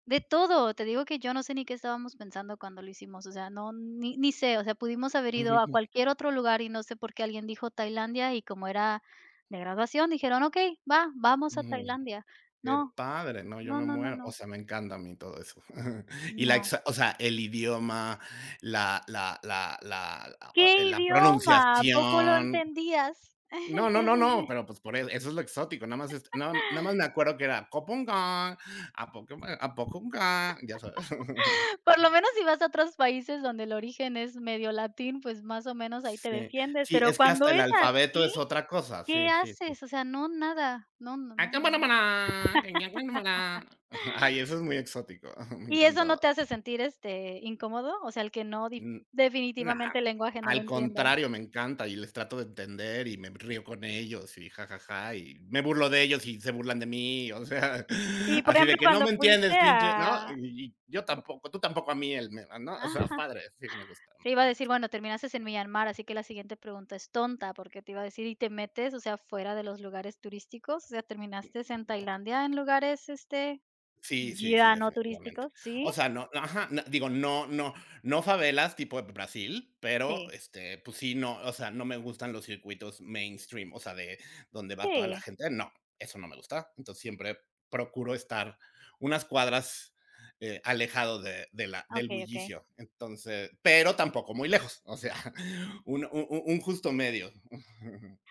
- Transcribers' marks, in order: unintelligible speech; other noise; laugh; chuckle; laugh; put-on voice: "cupong cong, a cop a poco clan"; other background noise; laugh; chuckle; put-on voice: "A cumonamana, eñamnenumana"; chuckle; tapping; laugh; chuckle; laughing while speaking: "sea"; "terminaste" said as "terminastes"; in English: "mainstream"; laughing while speaking: "sea"; chuckle
- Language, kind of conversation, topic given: Spanish, unstructured, ¿Viajarías a un lugar con fama de ser inseguro?